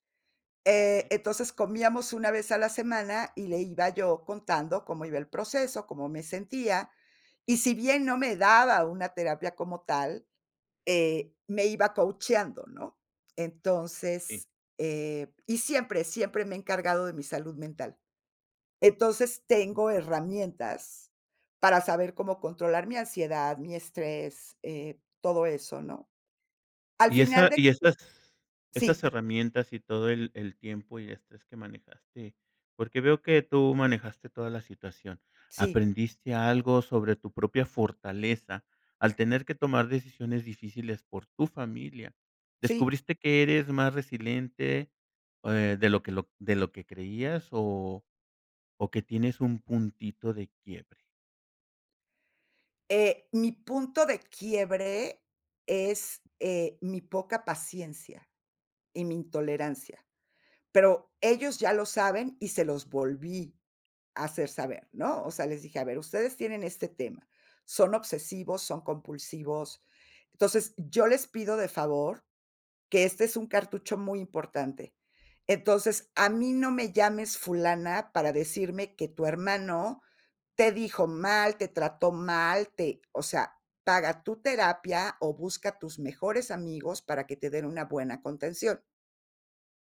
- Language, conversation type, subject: Spanish, podcast, ¿Cómo manejas las decisiones cuando tu familia te presiona?
- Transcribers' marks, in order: other noise